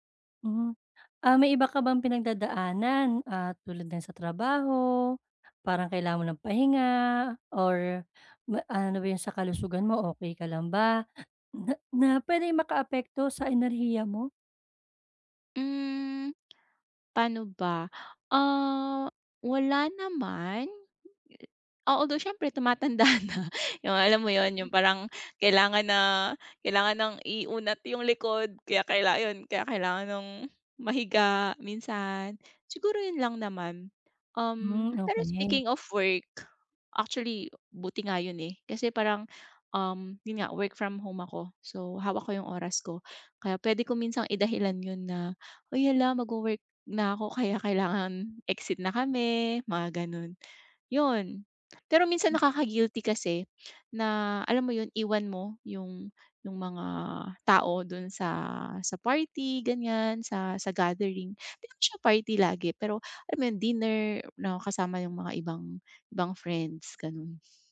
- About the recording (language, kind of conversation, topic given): Filipino, advice, Bakit ako laging pagod o nabibigatan sa mga pakikisalamuha sa ibang tao?
- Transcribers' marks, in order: tapping; laughing while speaking: "tumatanda na"; unintelligible speech; laughing while speaking: "kailangan"